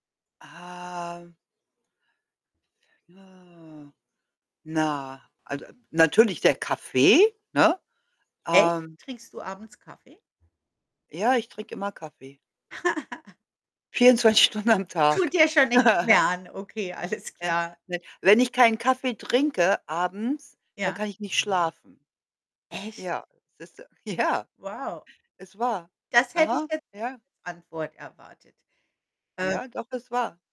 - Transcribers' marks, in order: other noise; giggle; laughing while speaking: "Stunden"; chuckle; other background noise; laughing while speaking: "alles"; surprised: "Echt?"; laughing while speaking: "Ja"; distorted speech
- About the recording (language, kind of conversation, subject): German, unstructured, Wie entspannst du dich bei einem guten Filmabend?